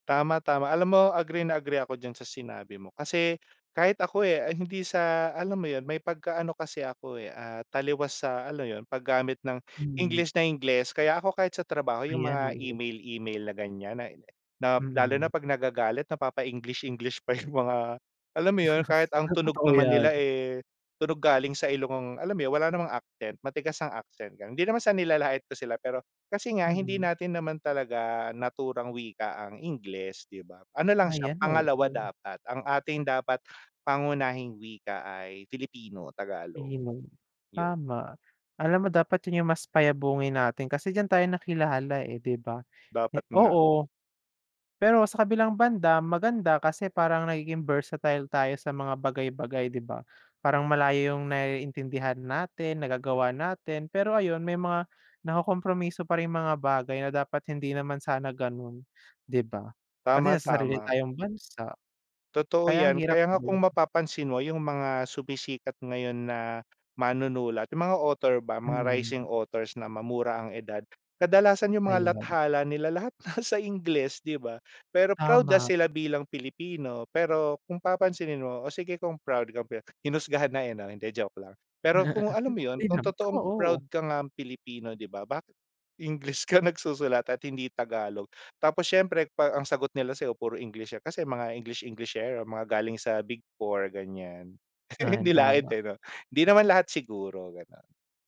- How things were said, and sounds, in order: chuckle; bird; unintelligible speech; in English: "versatile"; other background noise; chuckle; chuckle
- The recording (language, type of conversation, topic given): Filipino, unstructured, Ano ang paborito mong bahagi ng kasaysayan ng Pilipinas?
- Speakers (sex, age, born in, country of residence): male, 18-19, Philippines, Philippines; male, 30-34, Philippines, Philippines